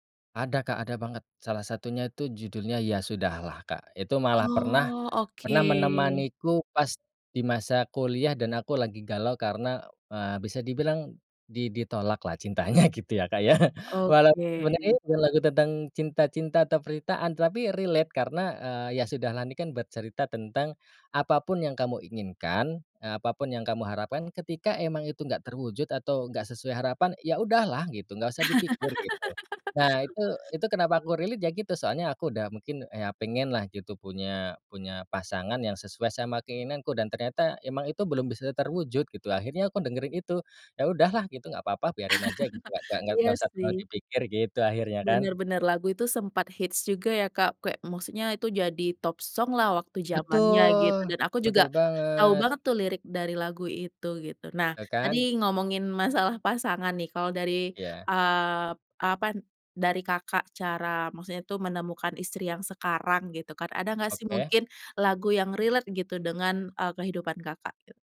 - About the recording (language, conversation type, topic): Indonesian, podcast, Bagaimana sebuah lagu bisa menjadi pengiring kisah hidupmu?
- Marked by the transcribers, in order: chuckle; in English: "relate"; laugh; tapping; in English: "relate"; chuckle; in English: "song"; in English: "relate"